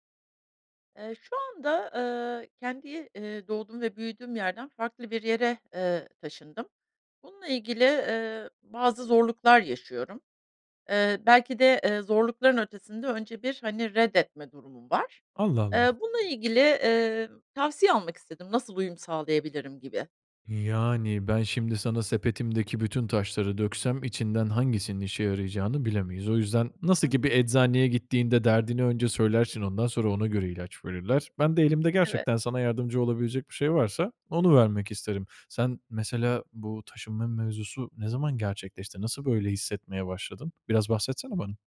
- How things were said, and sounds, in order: other background noise
- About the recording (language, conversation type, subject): Turkish, advice, Yeni bir şehre taşınmaya karar verirken nelere dikkat etmeliyim?